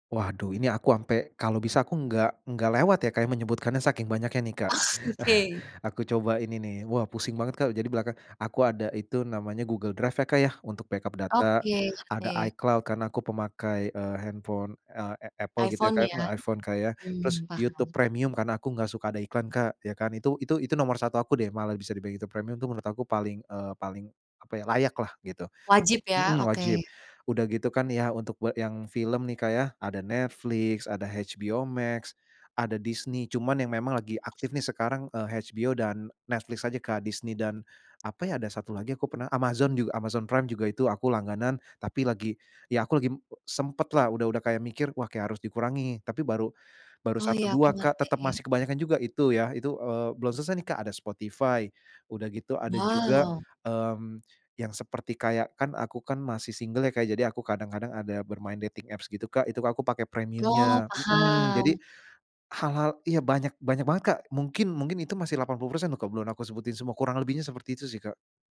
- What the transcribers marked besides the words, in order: tapping; laughing while speaking: "Oh"; chuckle; in English: "backup"; other background noise; in English: "dating apps"; "belum" said as "belun"
- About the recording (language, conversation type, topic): Indonesian, advice, Bagaimana cara menentukan apakah saya perlu menghentikan langganan berulang yang menumpuk tanpa disadari?